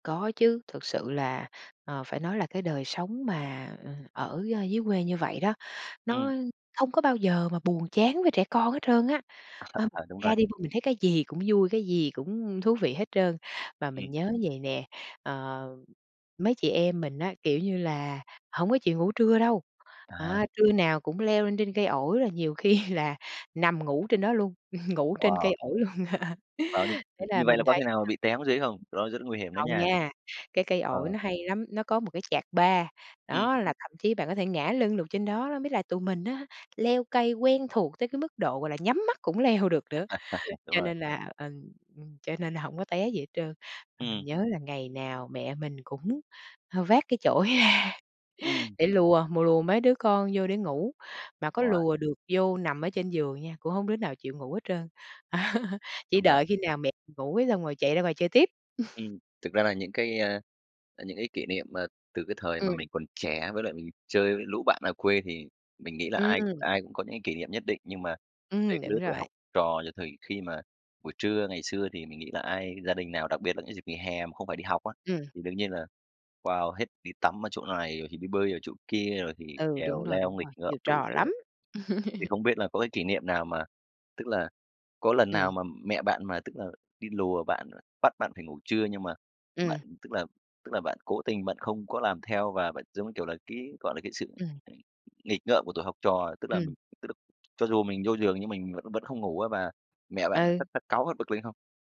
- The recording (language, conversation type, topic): Vietnamese, podcast, Bạn mô tả cảm giác ấm áp ở nhà như thế nào?
- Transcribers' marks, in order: unintelligible speech; laughing while speaking: "À, à"; tapping; laughing while speaking: "khi"; laugh; other background noise; laughing while speaking: "leo"; laugh; laughing while speaking: "ra"; laugh; laugh; laugh